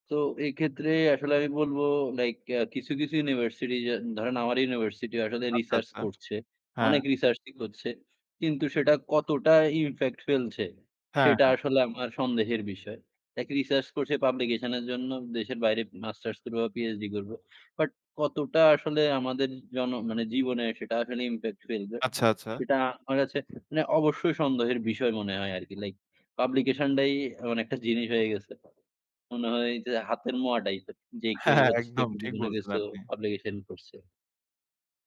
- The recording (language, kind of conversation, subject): Bengali, unstructured, আপনার কি মনে হয় প্রযুক্তি আমাদের জীবনের জন্য ভালো, না খারাপ?
- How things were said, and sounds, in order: in English: "research"; in English: "research"; in English: "impact"; in English: "research"; in English: "publication"; in English: "impact"; other background noise; in English: "publication"; "টাই" said as "ডাই"; in English: "publication"